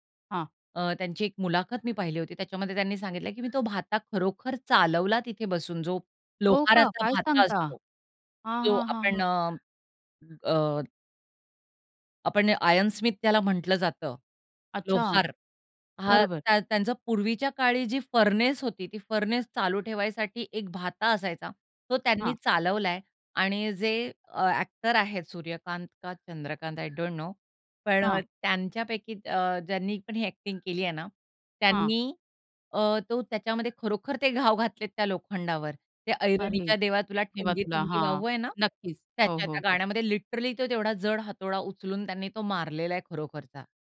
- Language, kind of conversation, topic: Marathi, podcast, जुने सिनेमे पुन्हा पाहिल्यावर तुम्हाला कसे वाटते?
- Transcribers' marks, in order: bird; other noise; in English: "फर्नेस"; in English: "फर्नेस"; other background noise; in English: "आय डोंट नो"; in English: "अ‍ॅक्टिंग"; in English: "लिटरली"